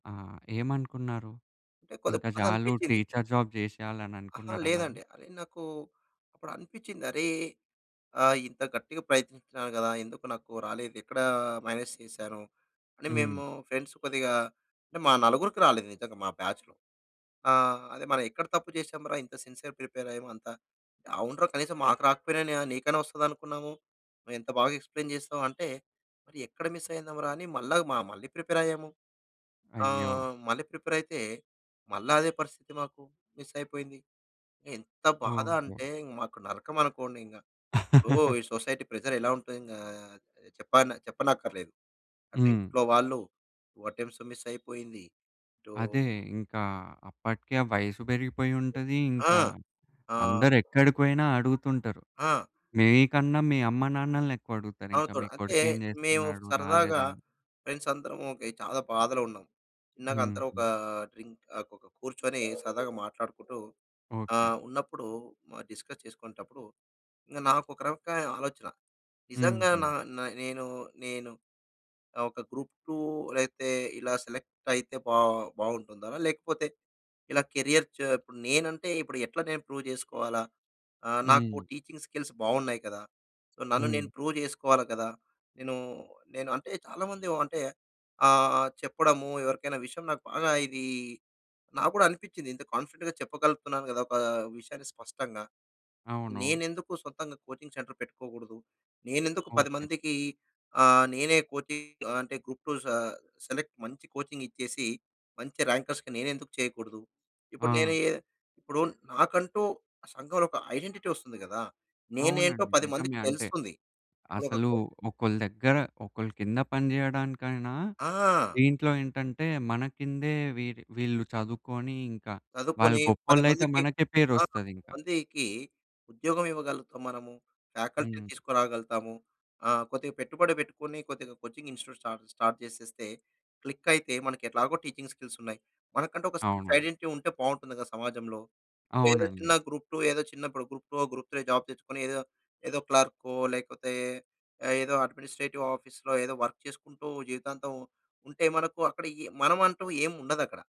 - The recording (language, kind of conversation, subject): Telugu, podcast, మీరు మీలోని నిజమైన స్వరూపాన్ని ఎలా గుర్తించారు?
- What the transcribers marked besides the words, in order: in English: "టీచర్ జాబ్"; in English: "మైనస్"; in English: "ఫ్రెండ్స్"; in English: "బాచ్‌లో"; in English: "సిన్సియర్ ప్రిపేర్"; in English: "ఎక్స్‌ప్లైన్"; in English: "మిస్"; in English: "ప్రిపేర్"; in English: "ప్రిపేర్"; in English: "మిస్"; laugh; in English: "సొసైటీ ప్రెజర్"; in English: "మిస్"; other noise; in English: "ఫ్రెండ్స్"; in English: "డ్రింక్"; other background noise; in English: "డిస్కస్"; in English: "సెలెక్ట్"; in English: "కేరియర్"; horn; in English: "ప్రూవ్"; in English: "టీచింగ్ స్కిల్స్"; in English: "సో"; in English: "ప్రూవ్"; in English: "కాన్ఫిడెంట్‌గా"; in English: "కోచింగ్ సెంటర్"; in English: "కోచింగ్"; in English: "సెలెక్ట్"; in English: "కోచింగ్"; in English: "ర్యాంకర్స్‌కి"; in English: "ఐడెంటిటీ"; in English: "ఫ్యాకల్టీ"; in English: "కోచింగ్ ఇన్స్‌టిట్యూట్ స్టా స్టార్ట్"; in English: "క్లిక్"; in English: "టీచింగ్ స్కిల్స్"; in English: "సెల్ఫ్ ఐడెంటిటీ"; in English: "అడ్మినిస్ట్రేటివ్ ఆఫీస్‌లో"; in English: "వర్క్"